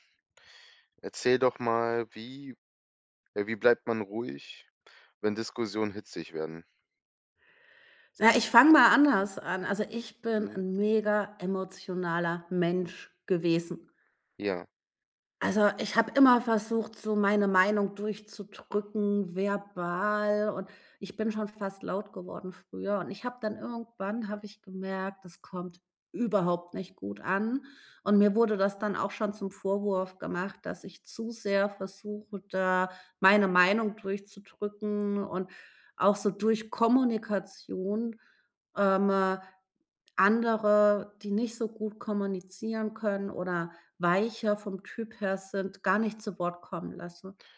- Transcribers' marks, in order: stressed: "überhaupt"
- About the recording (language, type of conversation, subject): German, podcast, Wie bleibst du ruhig, wenn Diskussionen hitzig werden?